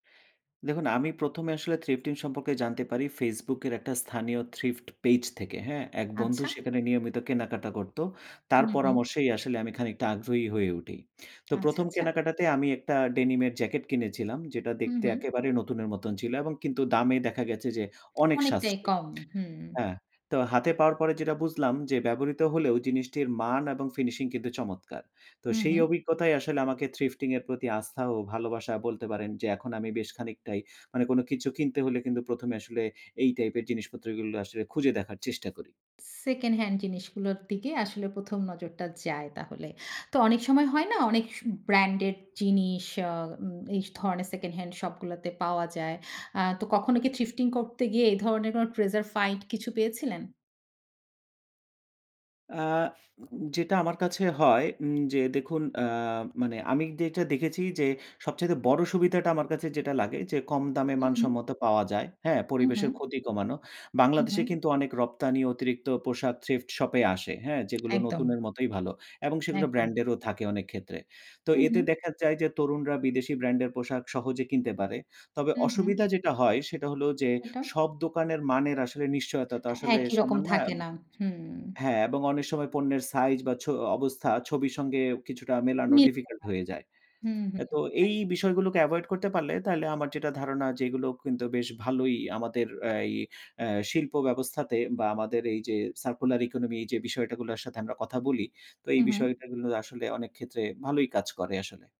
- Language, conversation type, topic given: Bengali, podcast, থ্রিফট বা সেকেন্ড‑হ্যান্ড কেনাকাটা সম্পর্কে আপনার মতামত কী?
- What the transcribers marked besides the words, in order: in English: "Thrifting"; lip smack; in English: "Treasure Fight"; in English: "Circular Economy"